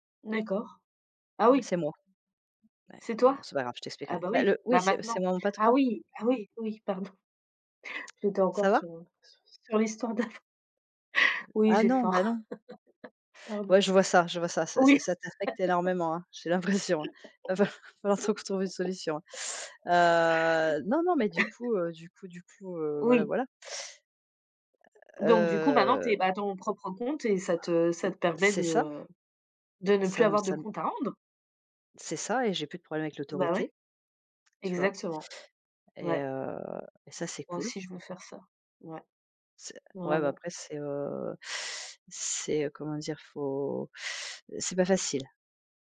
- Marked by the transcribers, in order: tapping; laughing while speaking: "d'avant"; laugh; laughing while speaking: "J'ai l'impression, hein. Va fal"; laugh; drawn out: "Heu"; laugh; drawn out: "Heu"; other background noise
- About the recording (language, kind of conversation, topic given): French, unstructured, Comment une période de transition a-t-elle redéfini tes aspirations ?
- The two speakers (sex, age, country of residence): female, 35-39, France; female, 45-49, France